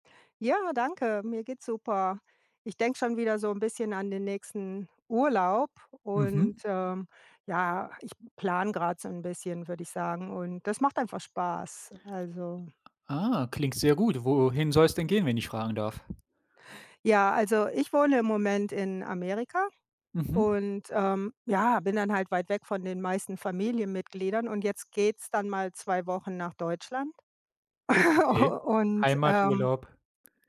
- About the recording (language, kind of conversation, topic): German, unstructured, Wohin würdest du am liebsten einmal reisen?
- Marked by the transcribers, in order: other background noise; tapping; laugh